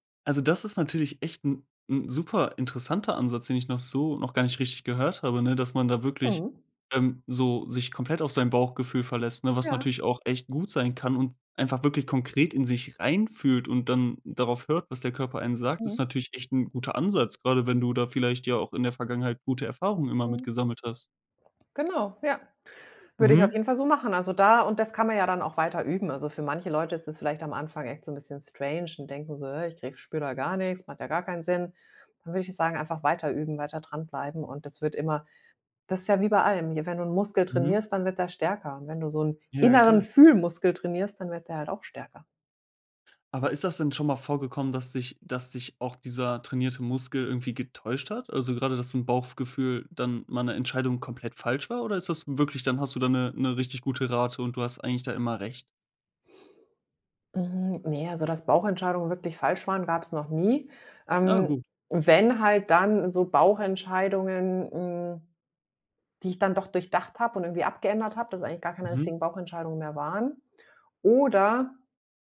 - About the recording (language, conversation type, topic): German, podcast, Was hilft dir dabei, eine Entscheidung wirklich abzuschließen?
- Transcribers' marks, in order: in English: "strange"